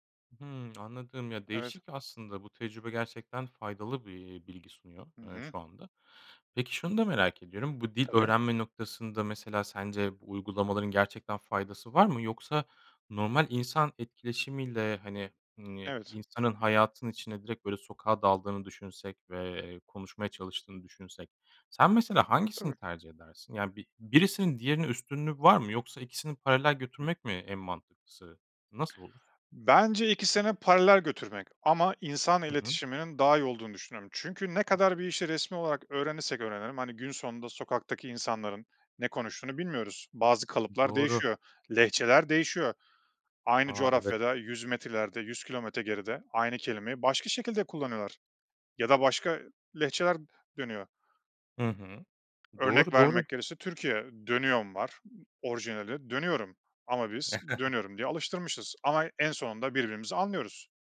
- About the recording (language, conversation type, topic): Turkish, podcast, Teknoloji öğrenme biçimimizi nasıl değiştirdi?
- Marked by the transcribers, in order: tapping; other background noise; chuckle